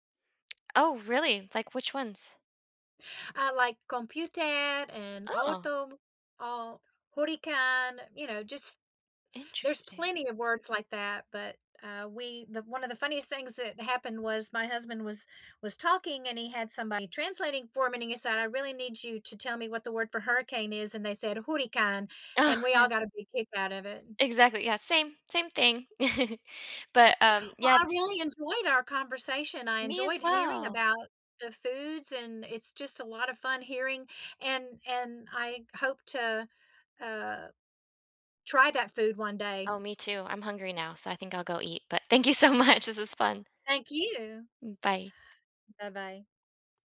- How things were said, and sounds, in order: put-on voice: "computer"; put-on voice: "auto"; surprised: "Oh"; put-on voice: "hurricane"; in Hungarian: "hurrikán"; laughing while speaking: "Oh"; chuckle; other background noise; laughing while speaking: "so much"
- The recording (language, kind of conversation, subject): English, unstructured, What local food market or street food best captures the spirit of a place you’ve visited?
- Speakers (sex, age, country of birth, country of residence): female, 40-44, United States, United States; female, 55-59, United States, United States